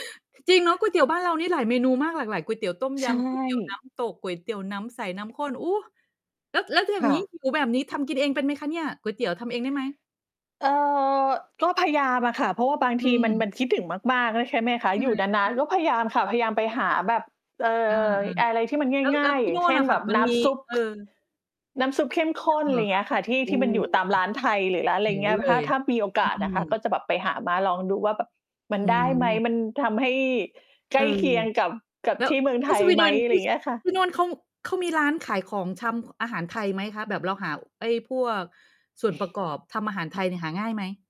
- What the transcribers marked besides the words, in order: distorted speech; other noise
- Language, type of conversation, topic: Thai, unstructured, มีอาหารจานไหนที่ทำให้คุณคิดถึงบ้านมากที่สุด?